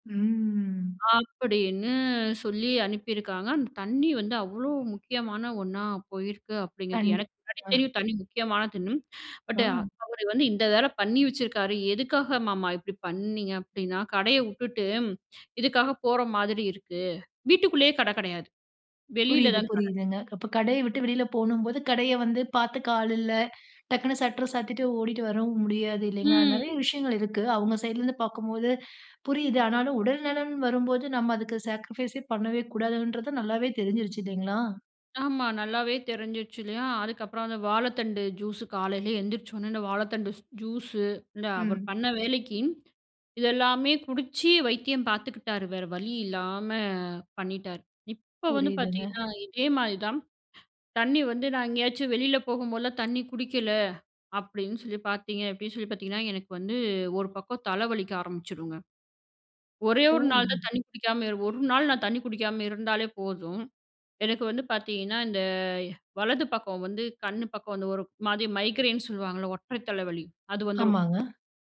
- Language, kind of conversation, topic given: Tamil, podcast, உடலில் நீர் தேவைப்படுவதை எப்படி அறிகிறீர்கள்?
- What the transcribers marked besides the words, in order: drawn out: "ம்"; drawn out: "அப்பிடின்னு"; "விட்டுட்டு" said as "வுட்டுட்டு"; in English: "சாக்ரிஃபைஸ்"; in English: "மைக்ரைன்"